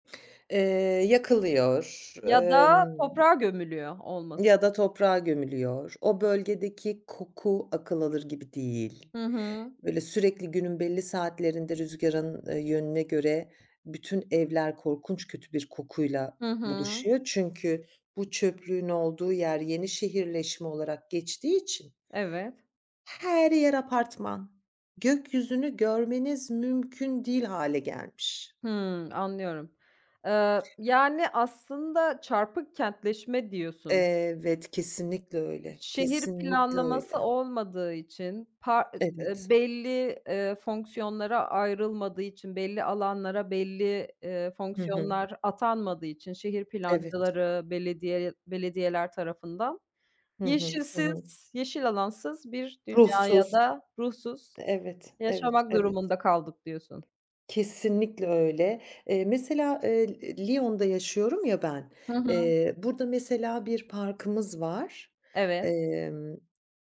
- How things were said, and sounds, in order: other background noise; tapping
- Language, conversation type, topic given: Turkish, podcast, Şehirlerde yeşil alanları artırmak için neler yapılabilir?